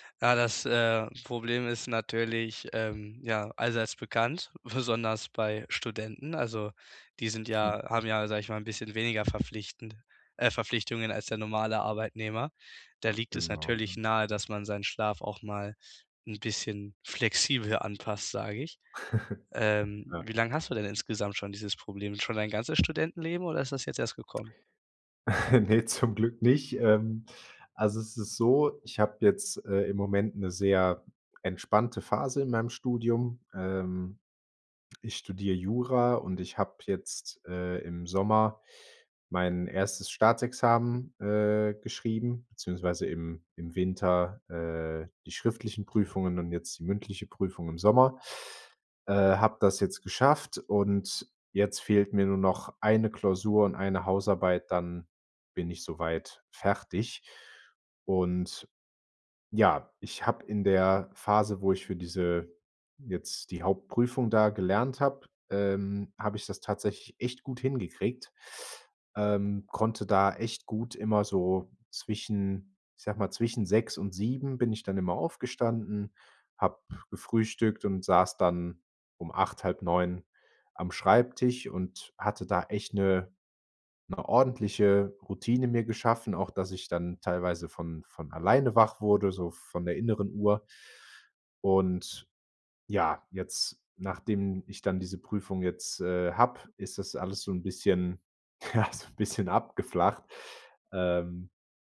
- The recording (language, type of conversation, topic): German, advice, Warum fällt es dir trotz eines geplanten Schlafrhythmus schwer, morgens pünktlich aufzustehen?
- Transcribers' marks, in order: laughing while speaking: "besonders"; chuckle; laugh; laugh; laughing while speaking: "Ne, zum Glück nicht"; laughing while speaking: "ja, so 'n bisschen"